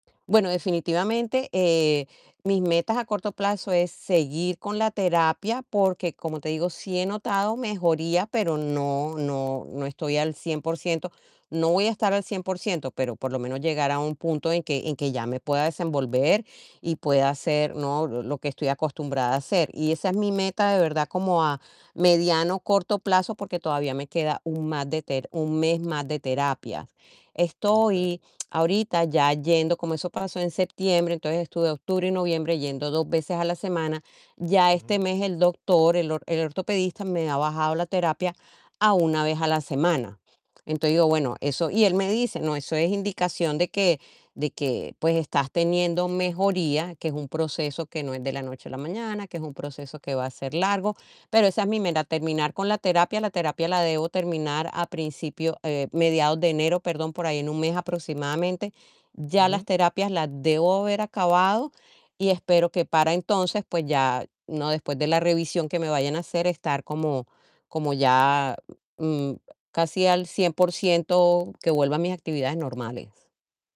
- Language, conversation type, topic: Spanish, advice, ¿Cómo puedo adaptarme a un diagnóstico de salud que me obliga a cambiar mis hábitos y prioridades?
- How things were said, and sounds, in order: distorted speech; other background noise